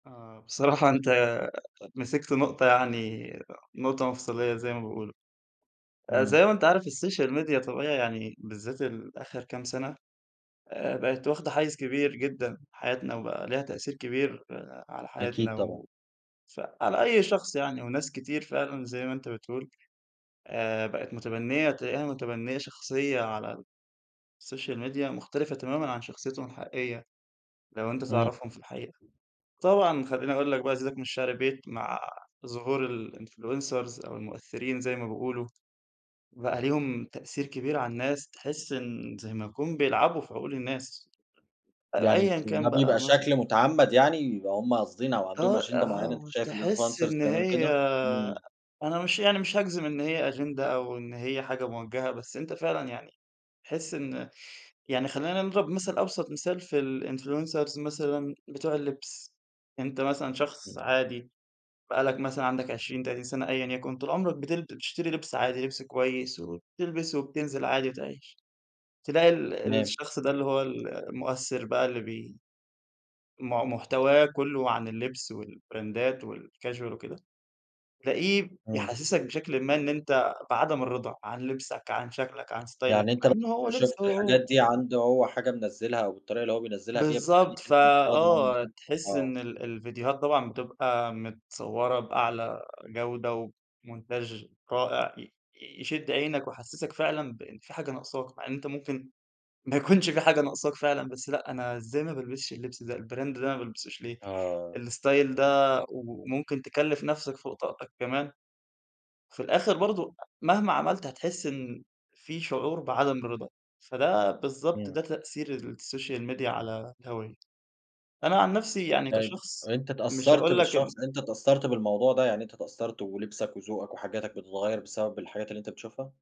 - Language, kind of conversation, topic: Arabic, podcast, إيه تأثير السوشيال ميديا على شخصيتك؟
- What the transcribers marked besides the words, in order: in English: "الSocial Media"; in English: "الSocial Media"; in English: "الinfluncers"; in English: "الinfluncers"; in English: "الinfluncers"; other background noise; in English: "والcasual"; laughing while speaking: "ما يكونش"; in English: "الBrand"; in English: "الStyle"; in English: "الSocial Media"